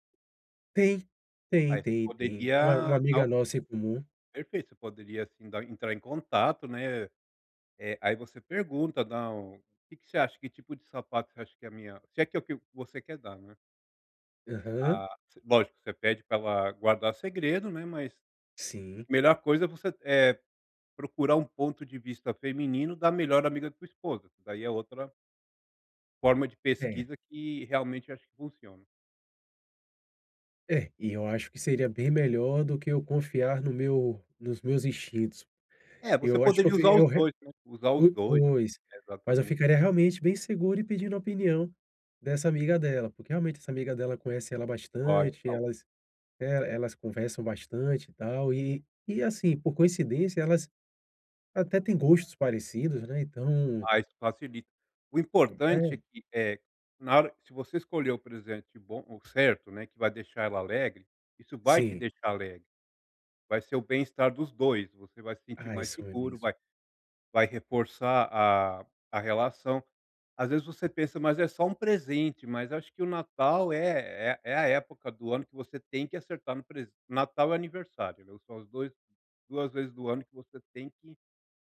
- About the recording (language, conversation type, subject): Portuguese, advice, Como posso encontrar um presente bom e adequado para alguém?
- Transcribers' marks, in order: none